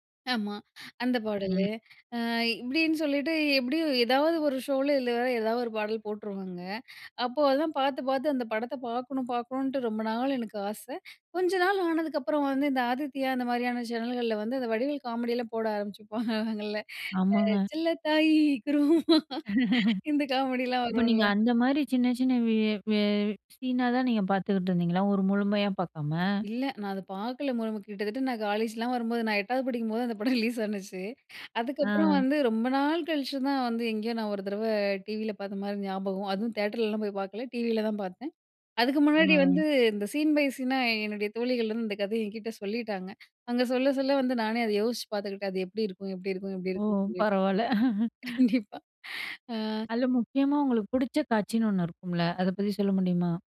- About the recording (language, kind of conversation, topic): Tamil, podcast, உங்களுக்கு பிடித்த சினிமா கதையைப் பற்றி சொல்ல முடியுமா?
- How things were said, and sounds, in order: laughing while speaking: "ஆரம்பிச்சுப்பாங்கல்ல, செல்லத்தாயி! குருவம்மா!"; laugh; laughing while speaking: "அந்த படம் ரிலீஸ் ஆனுச்சு"; in English: "சீன் பை சீனா"; chuckle; laughing while speaking: "கண்டிப்பா ஆ"